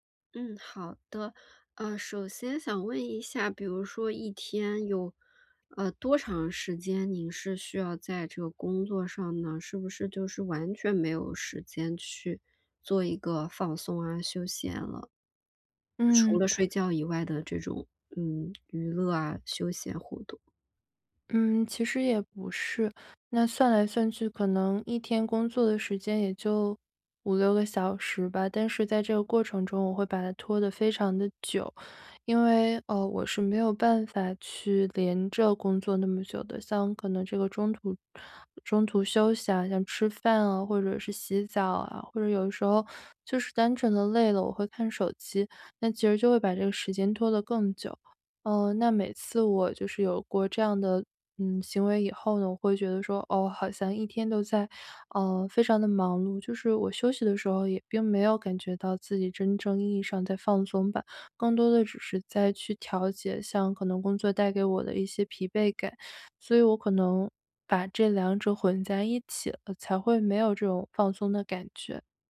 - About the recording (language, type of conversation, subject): Chinese, advice, 如何在忙碌中找回放鬆時間？
- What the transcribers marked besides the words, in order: other background noise; tapping